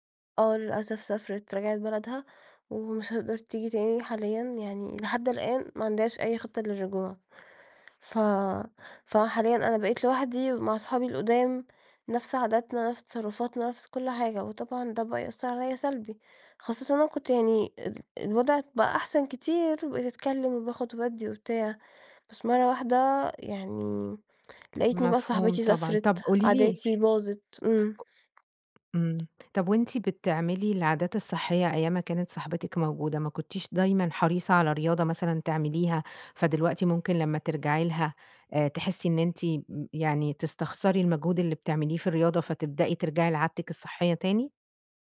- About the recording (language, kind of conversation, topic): Arabic, advice, ليه برجع لعاداتي القديمة بعد ما كنت ماشي على عادات صحية؟
- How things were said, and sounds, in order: tapping; other background noise